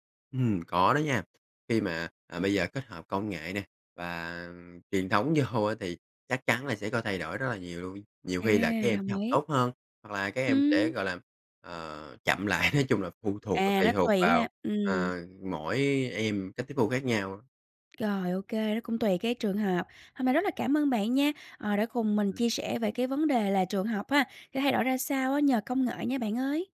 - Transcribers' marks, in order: tapping; laughing while speaking: "vô"; laughing while speaking: "lại"
- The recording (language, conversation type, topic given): Vietnamese, podcast, Công nghệ sẽ làm trường học thay đổi như thế nào trong tương lai?